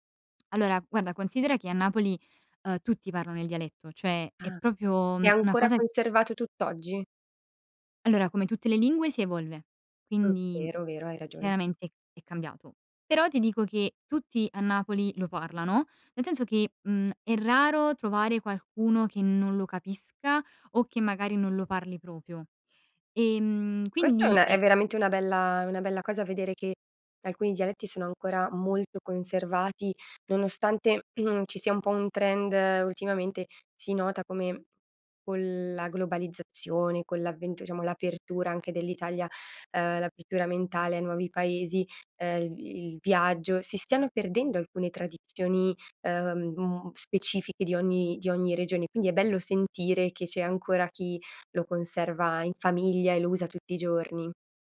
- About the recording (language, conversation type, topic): Italian, podcast, Come ti ha influenzato la lingua che parli a casa?
- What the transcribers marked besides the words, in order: other background noise; "cioè" said as "ceh"; "proprio" said as "propio"; "una" said as "na"; "diciamo" said as "iciamo"